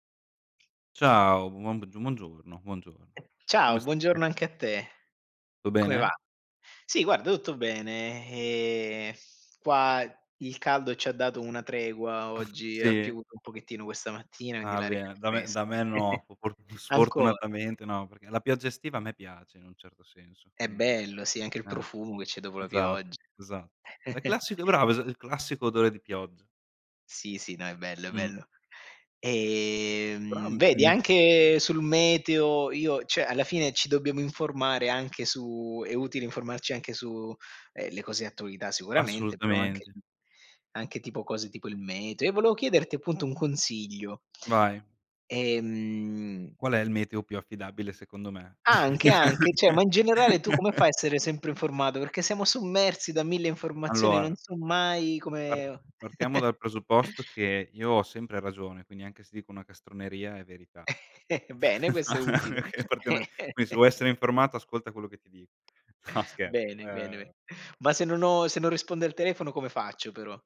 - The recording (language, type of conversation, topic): Italian, unstructured, Qual è il tuo consiglio per chi vuole rimanere sempre informato?
- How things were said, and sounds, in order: other background noise; giggle; chuckle; "cioè" said as "ceh"; tapping; "Cioè" said as "ceh"; chuckle; chuckle; chuckle; laughing while speaking: "Okay. Partiamo"; chuckle; inhale; snort